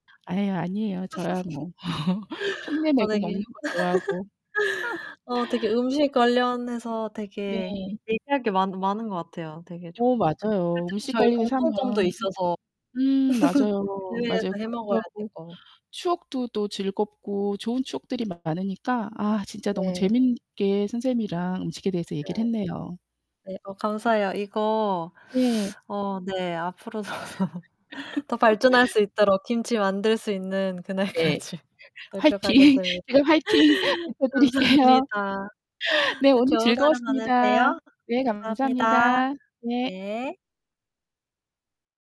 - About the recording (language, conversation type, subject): Korean, unstructured, 왜 함께 음식을 먹으면 더 맛있게 느껴질까요?
- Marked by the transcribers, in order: laugh; distorted speech; laugh; laugh; laughing while speaking: "앞으로도 더"; laugh; laughing while speaking: "화이팅. 제가 '화이팅.' 외쳐드릴게요"; laughing while speaking: "그날까지 노력하겠습니다. 감사합니다"; other background noise